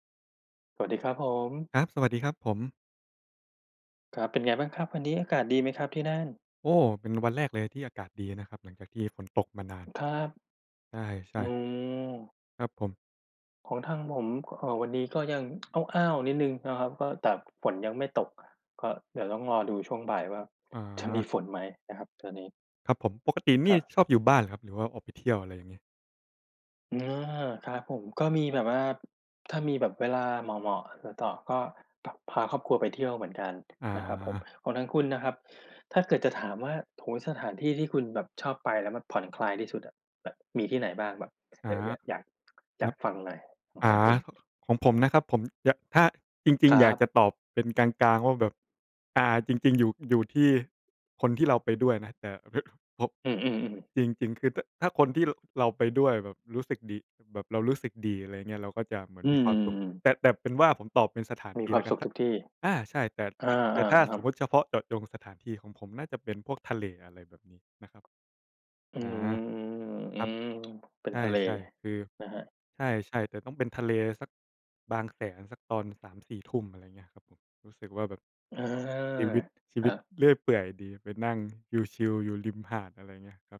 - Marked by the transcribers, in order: tapping; other noise; other background noise
- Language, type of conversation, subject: Thai, unstructured, สถานที่ที่ทำให้คุณรู้สึกผ่อนคลายที่สุดคือที่ไหน?